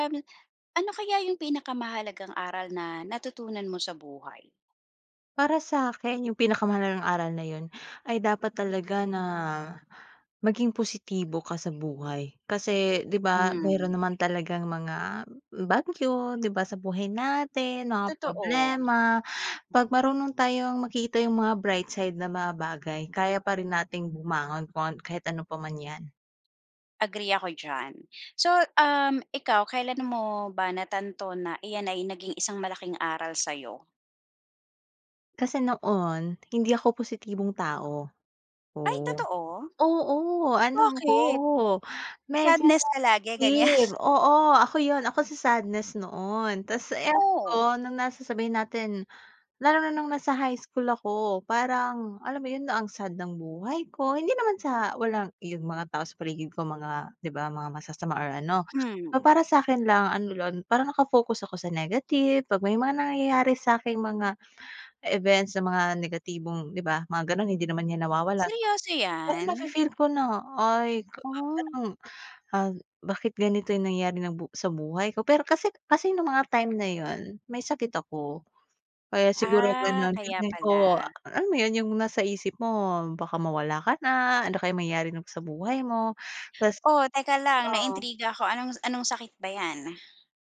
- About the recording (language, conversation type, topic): Filipino, podcast, Ano ang pinakamahalagang aral na natutunan mo sa buhay?
- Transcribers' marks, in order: other background noise; laughing while speaking: "ganyan?"